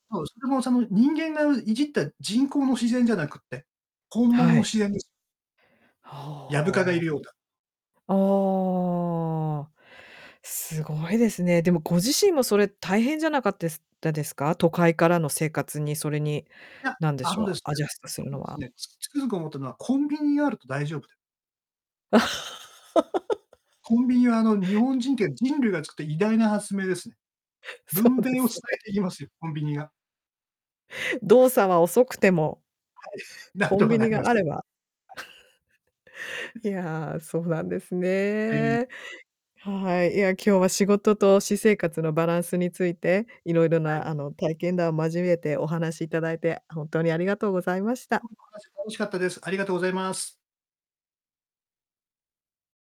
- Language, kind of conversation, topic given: Japanese, podcast, 仕事と私生活のバランスは、普段どのように取っていますか？
- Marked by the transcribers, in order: unintelligible speech; in English: "アジャスト"; chuckle; laughing while speaking: "そうですね"; laughing while speaking: "なんとかなります"; chuckle; distorted speech